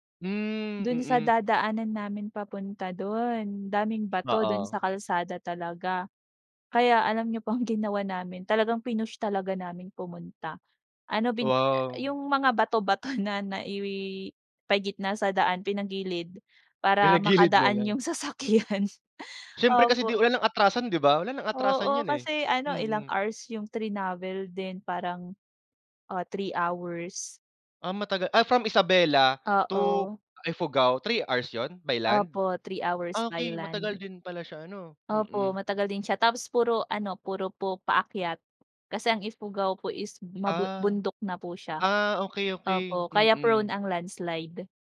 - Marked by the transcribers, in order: other background noise
- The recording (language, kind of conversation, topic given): Filipino, unstructured, Ano ang pinakatumatak na pangyayari sa bakasyon mo?